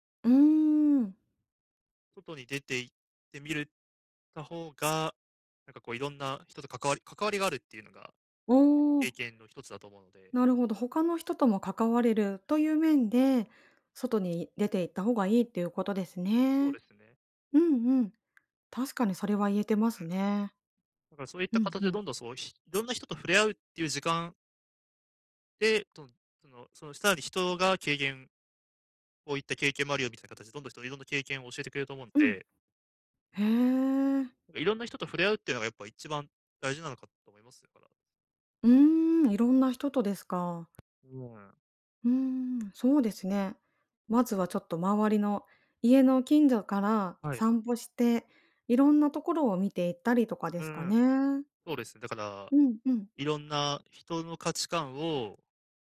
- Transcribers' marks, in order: other background noise
- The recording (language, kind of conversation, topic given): Japanese, advice, 簡素な生活で経験を増やすにはどうすればよいですか？
- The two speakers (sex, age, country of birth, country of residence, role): female, 40-44, Japan, Japan, user; male, 20-24, Japan, Japan, advisor